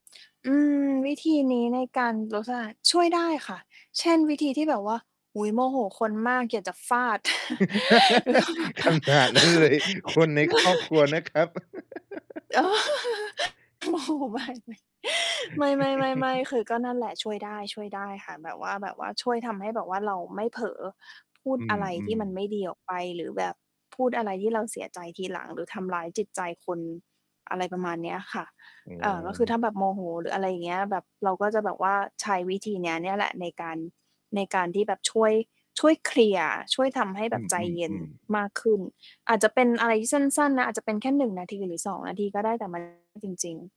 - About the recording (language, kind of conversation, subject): Thai, podcast, ช่วยเล่าเทคนิคตั้งสติให้สงบเมื่ออยู่ในสถานการณ์ตึงเครียดหน่อยได้ไหม?
- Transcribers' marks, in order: laugh; laughing while speaking: "ขนาดนั้นเลย คนในครอบครัวนะครับ"; chuckle; laughing while speaking: "แล้วแบบว่า"; laugh; laughing while speaking: "อ๋อ โมโหมากเลย"; mechanical hum; laugh; stressed: "เคลียร์"; distorted speech